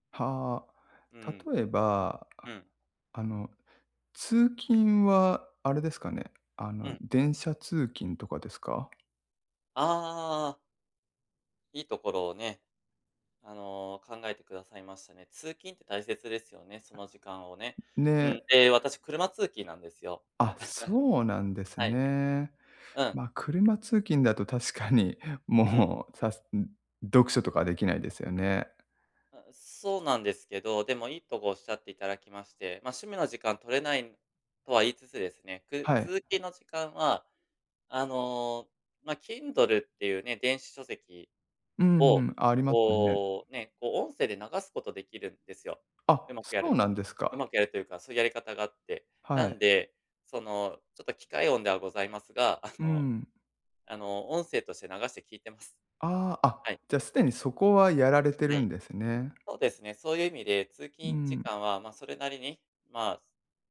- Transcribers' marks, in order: other background noise; chuckle
- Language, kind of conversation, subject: Japanese, advice, 仕事や家事で忙しくて趣味の時間が取れないとき、どうすれば時間を確保できますか？